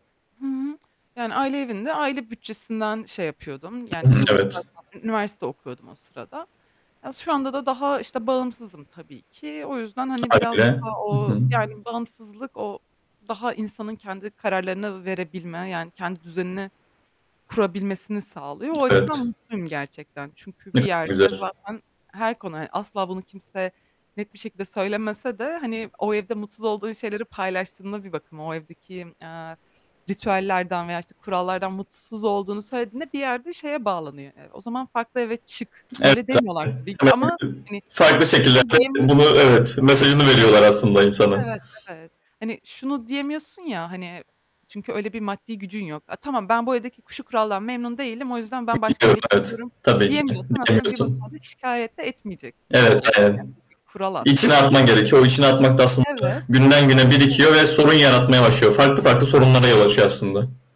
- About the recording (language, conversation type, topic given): Turkish, podcast, Farklı kuşaklarla aynı evde yaşamak nasıl gidiyor?
- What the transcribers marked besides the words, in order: static; distorted speech; tapping; other background noise; unintelligible speech; unintelligible speech; unintelligible speech; unintelligible speech